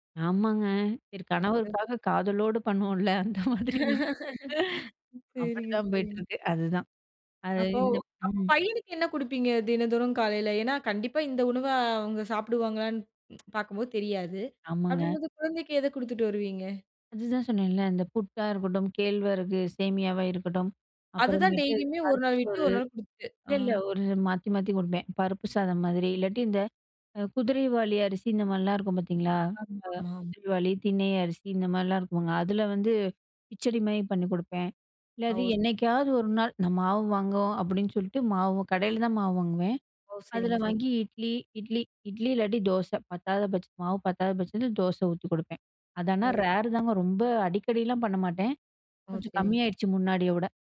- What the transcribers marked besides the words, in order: unintelligible speech; laughing while speaking: "அந்த மாதிரி தான்"; laugh; other background noise; in English: "ரேர்"
- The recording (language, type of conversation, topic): Tamil, podcast, காலை உணவுக்கு நீங்கள் பொதுவாக என்ன சாப்பிடுவீர்கள்?